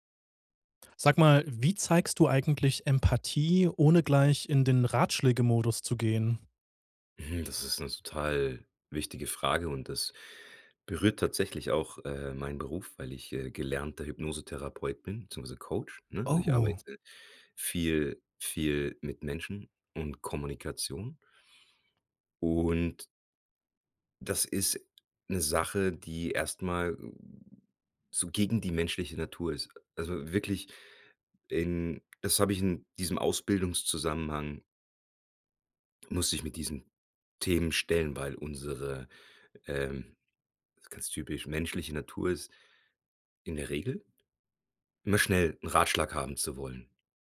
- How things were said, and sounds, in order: surprised: "Oh"; drawn out: "und"; other noise
- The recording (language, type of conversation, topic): German, podcast, Wie zeigst du Empathie, ohne gleich Ratschläge zu geben?